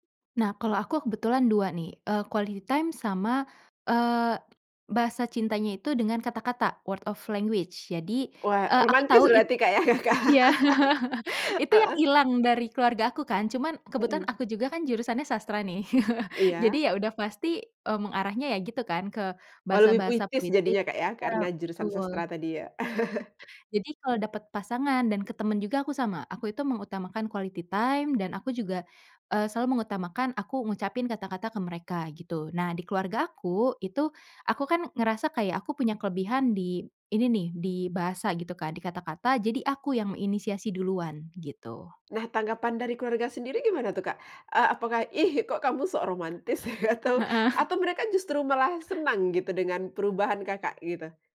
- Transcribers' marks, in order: in English: "quality time"; other background noise; in English: "word of language"; chuckle; laughing while speaking: "ya Kak"; chuckle; chuckle; tapping; in English: "quality time"; chuckle
- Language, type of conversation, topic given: Indonesian, podcast, Bagaimana pengalamanmu saat pertama kali menyadari bahasa cinta keluargamu?